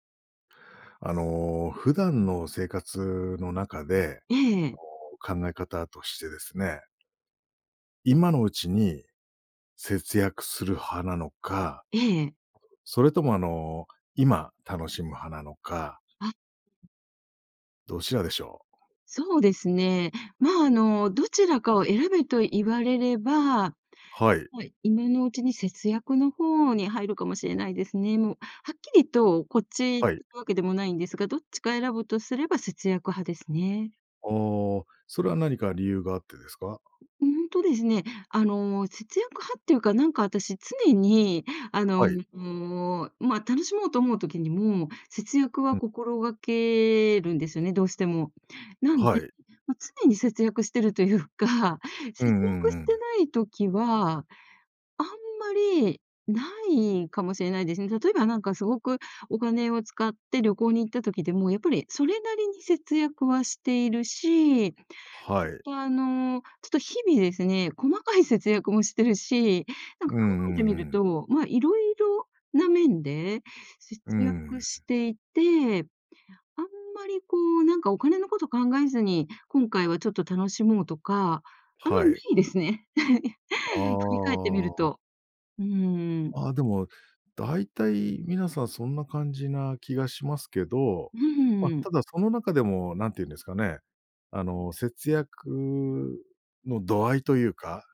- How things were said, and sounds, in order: tapping; laughing while speaking: "と言うか"; laughing while speaking: "あんま無いですね"; chuckle
- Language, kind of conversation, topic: Japanese, podcast, 今のうちに節約する派？それとも今楽しむ派？